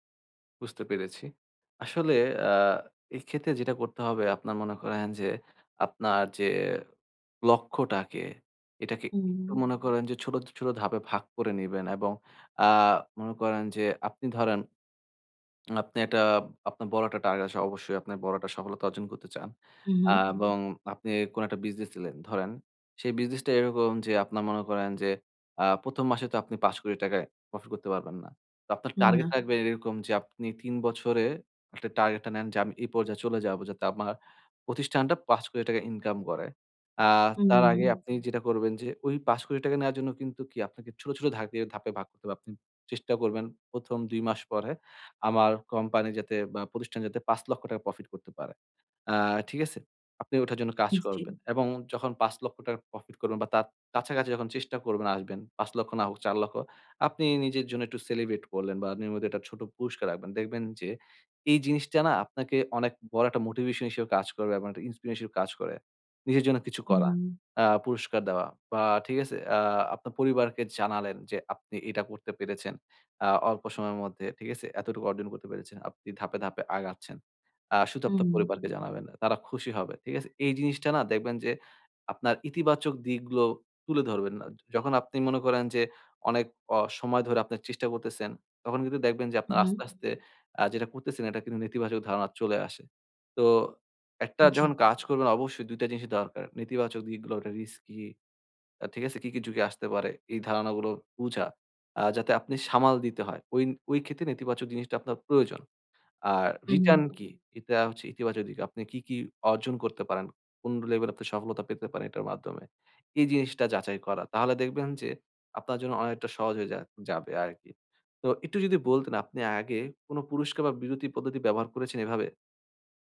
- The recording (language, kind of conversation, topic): Bengali, advice, ধীর অগ্রগতির সময় আমি কীভাবে অনুপ্রেরণা বজায় রাখব এবং নিজেকে কীভাবে পুরস্কৃত করব?
- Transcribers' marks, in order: tapping; other background noise